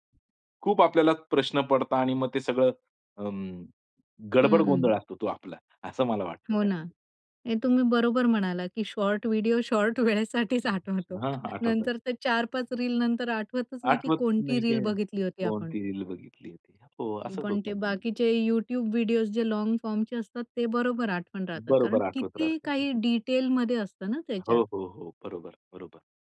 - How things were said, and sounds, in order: in English: "शॉर्ट व्हिडिओ शॉर्ट"; laughing while speaking: "वेळेसाठीच आठवतो"; wind; in English: "यूट्यूब विडिओज"; in English: "लॉन्ग फॉर्मचे"; in English: "डिटेलमध्ये"
- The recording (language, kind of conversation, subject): Marathi, podcast, लघु व्हिडिओंनी मनोरंजन कसं बदललं आहे?